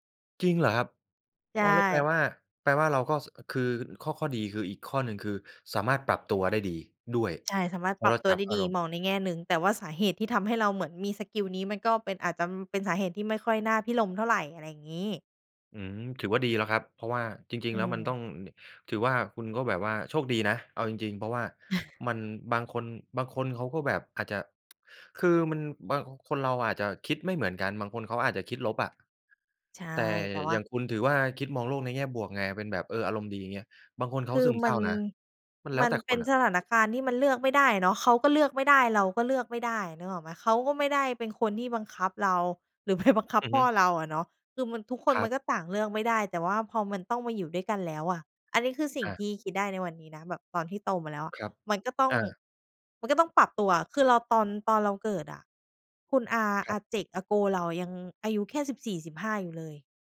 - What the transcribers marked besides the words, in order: surprised: "จริงเหรอครับ"; chuckle; tsk; laughing while speaking: "ไป"
- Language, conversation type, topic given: Thai, podcast, คุณรับมือกับคำวิจารณ์จากญาติอย่างไร?